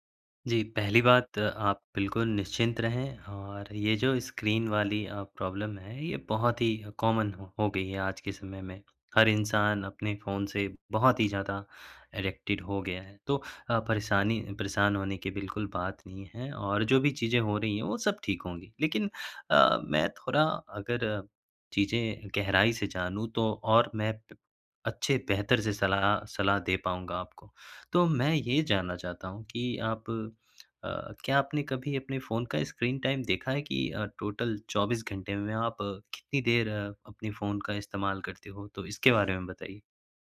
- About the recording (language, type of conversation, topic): Hindi, advice, स्क्रीन देर तक देखने के बाद नींद न आने की समस्या
- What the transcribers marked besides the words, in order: in English: "प्रॉब्लम"; in English: "कॉमन"; in English: "एडिक्टेड"; tapping; in English: "टोटल"